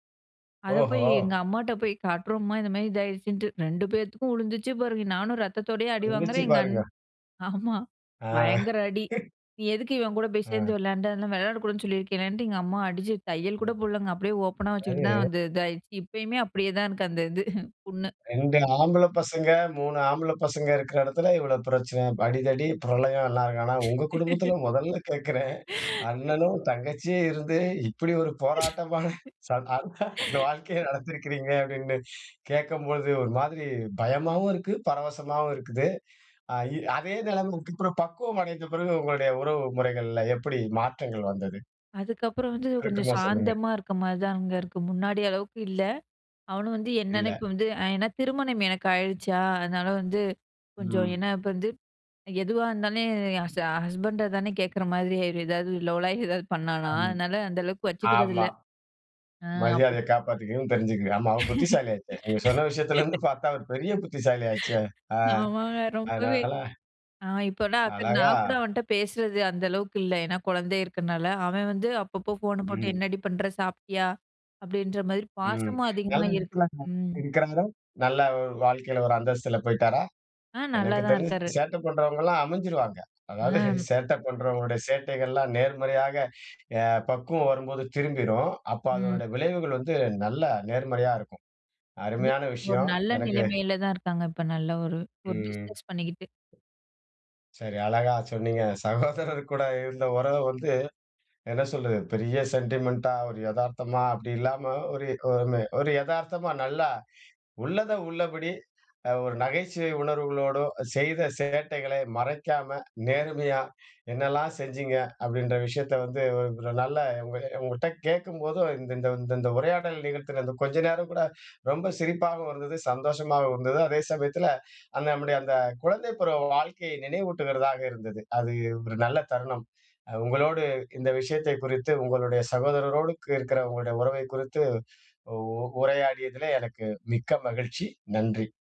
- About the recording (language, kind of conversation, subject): Tamil, podcast, சகோதரர்களுடன் உங்கள் உறவு எப்படி இருந்தது?
- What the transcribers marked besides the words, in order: other background noise; laughing while speaking: "ஆமா"; chuckle; "அதாவது" said as "அதாது"; chuckle; laugh; laugh; laughing while speaking: "சா அந் அந்த வாழ்க்கையை நடத்திருக்கிறீங்க"; breath; laugh; "இருக்குறனால" said as "இருக்குனால"; inhale; in English: "சென்டிமென்ட்"